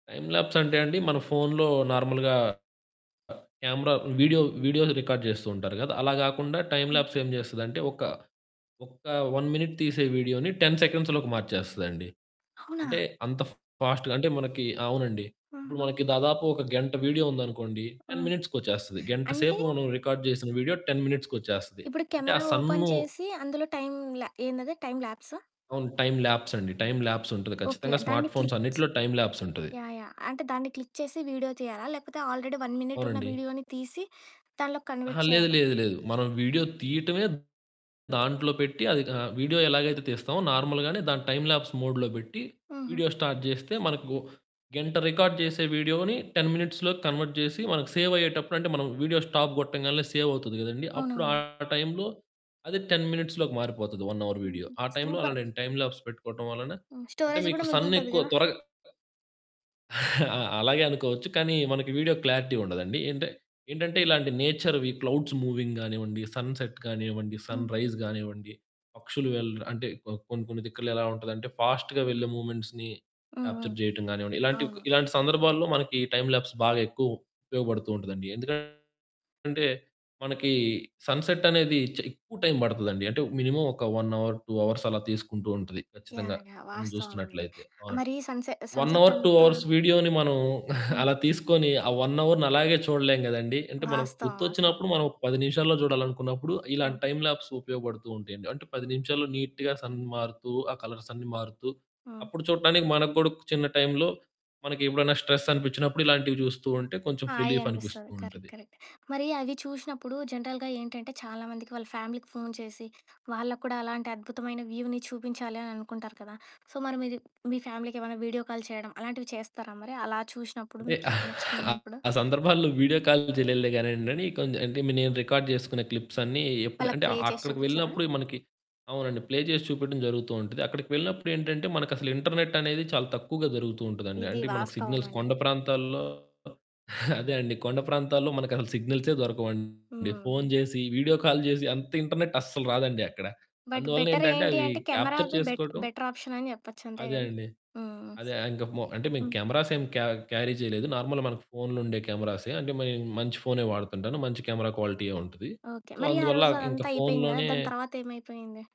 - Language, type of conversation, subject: Telugu, podcast, ఏదైనా ఒక్క ఉదయం లేదా సూర్యోదయం మీ జీవితాన్ని మార్చిందా?
- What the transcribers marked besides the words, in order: static; in English: "టైమ్ ల్యాప్స్"; in English: "నార్మల్‌గా క్యామెరా"; other background noise; in English: "వీడియోస్ రికార్డ్"; in English: "టైమ్ ల్యాప్స్"; in English: "వన్ మినిట్"; in English: "టెన్ సెకండ్స్‌లోకి"; in English: "ఫ్ ఫాస్ట్‌గా"; in English: "టెన్ మినిట్స్‌కొచ్చేస్తది"; in English: "రికార్డ్"; in English: "టెన్ మినిట్స్‌కొచ్చేస్తది"; in English: "ఓపెన్"; in English: "టైమ్ ల్యాప్స్"; in English: "టైమ్ ల్యాప్స్"; in English: "స్మార్ట్ ఫోన్స్"; in English: "క్లిక్"; in English: "టైమ్ ల్యాప్స్"; in English: "క్లిక్"; in English: "ఆల్రెడీ వన్ మినిట్"; in English: "కన్వర్ట్"; in English: "నార్మల్‌గానే"; in English: "టైమ్ ల్యాప్స్ మోడ్‌లో"; in English: "స్టార్ట్"; in English: "రికార్డ్"; in English: "టెన్ మినిట్స్‌లోకి కన్వర్ట్"; in English: "స్టాప్"; distorted speech; in English: "టెన్ మినిట్స్‌లో‌కి"; in English: "వన్ అవర్"; in English: "సూపర్!"; in English: "టైమ్ ల్యాప్స్"; in English: "స్టోరేజ్"; in English: "సన్"; chuckle; in English: "క్లారిటీ"; in English: "నేచర్‌వి క్లౌడ్స్ మూవింగ్"; in English: "సన్‌సెట్"; in English: "సన్‌రైజ్"; in English: "ఫాస్ట్‌గా"; in English: "మూవ్‌మెంట్స్‌ని క్యాప్చర్"; in English: "టైమ్ ల్యాప్స్"; in English: "సన్‌సెట్"; in English: "మినిమమ్"; in English: "వన్ అవర్, టూ అవర్స్"; in English: "వన్ అవర్, టూ అవర్స్"; in English: "సన్‌సెట్"; chuckle; in English: "వన్ అవర్‌ని"; in English: "టైమ్ ల్యాప్స్"; in English: "నీట్‌గా సన్"; in English: "కలర్స్"; in English: "స్ట్రెస్"; in English: "రిలీఫ్"; in English: "కరెక్ట్, కరెక్ట్"; in English: "జనరల్‌గా"; in English: "ఫ్యామిలీకి"; in English: "వ్యూని"; in English: "సో"; in English: "ఫ్యామిలీకి"; chuckle; in English: "రికార్డ్"; in English: "క్లిప్స్"; in English: "ప్లే"; in English: "ప్లే"; in English: "ఇంటర్నెట్"; in English: "సిగ్నల్స్"; chuckle; in English: "ఇంటర్నెట్"; in English: "బట్"; in English: "క్యాప్చర్"; in English: "బెట్ బెటర్ ఆప్షన్"; in English: "కెమెరాస్"; in English: "క్యారీ"; in English: "నార్మల్"; in English: "క్వాలిటీయే"; in English: "సో"